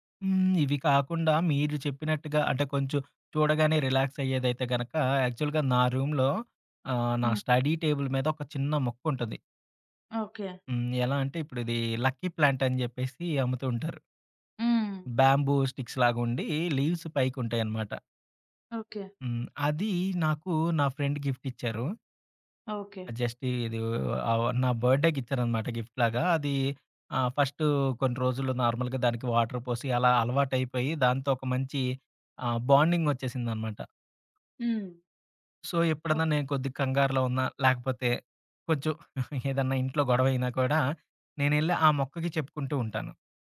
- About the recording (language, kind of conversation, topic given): Telugu, podcast, ఇంట్లో మీకు అత్యంత విలువైన వస్తువు ఏది, ఎందుకు?
- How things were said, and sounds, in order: in English: "రిలాక్స్"; in English: "యాక్చువల్‌గా"; in English: "రూమ్‌లో"; in English: "స్టడీ టేబుల్"; other background noise; in English: "లక్కీ ప్లాంట్"; in English: "బేంబూ స్టిక్స్‌లాగా"; in English: "లీవ్స్"; in English: "ఫ్రెండ్ గిఫ్ట్"; in English: "జస్ట్"; in English: "బర్త్‌డే‌కి"; in English: "గిఫ్ట్‌లాగా"; in English: "నార్మల్‌గా"; in English: "వాటర్"; in English: "బాండింగ్"; in English: "సో"; chuckle